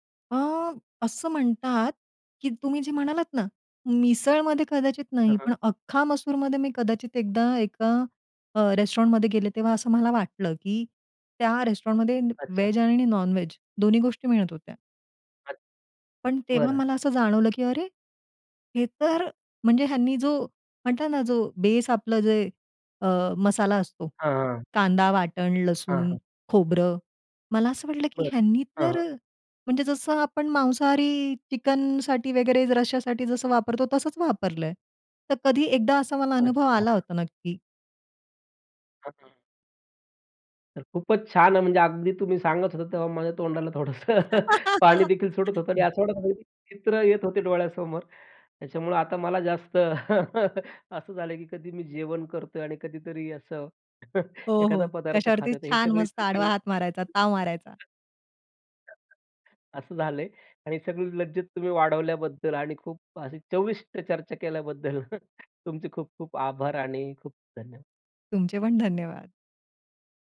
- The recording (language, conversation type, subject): Marathi, podcast, शाकाहारी पदार्थांचा स्वाद तुम्ही कसा समृद्ध करता?
- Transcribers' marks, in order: in English: "रेस्टॉरंटमध्ये"; in English: "रेस्टॉरंटमध्ये"; laugh; unintelligible speech; laughing while speaking: "थोडंसं"; chuckle; chuckle; chuckle; other background noise; unintelligible speech; laughing while speaking: "केल्याबद्दल"; chuckle; laughing while speaking: "तुमचे पण धन्यवाद"